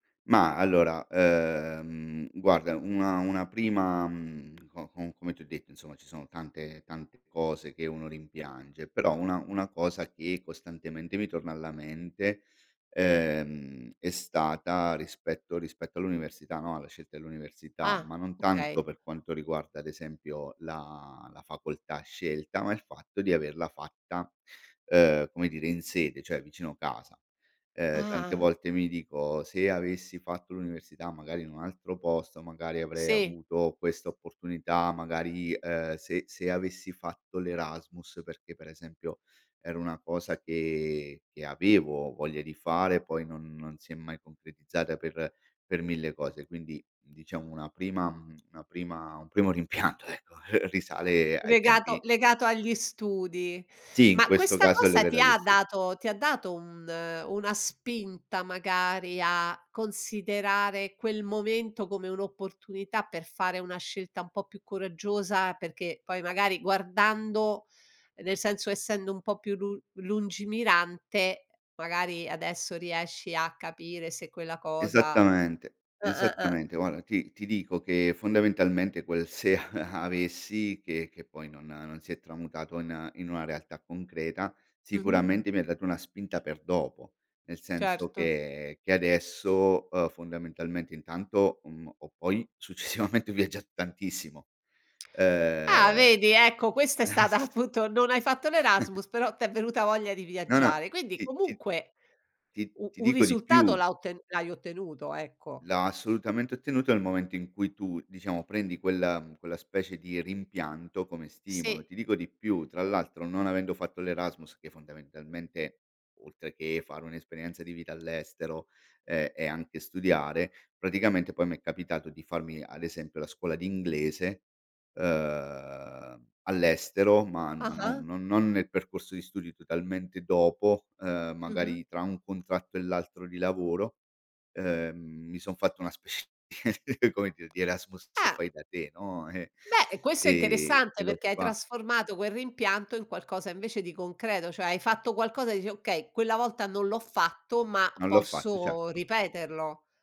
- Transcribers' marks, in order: other background noise; "cioè" said as "ceh"; laughing while speaking: "rimpianto"; chuckle; laughing while speaking: "a"; laughing while speaking: "successivamente"; chuckle; laughing while speaking: "appunto"; chuckle; laughing while speaking: "specie di come dir di Erasmus"
- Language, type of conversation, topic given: Italian, podcast, Cosa ti aiuta a non restare bloccato nei pensieri del tipo “se avessi…”?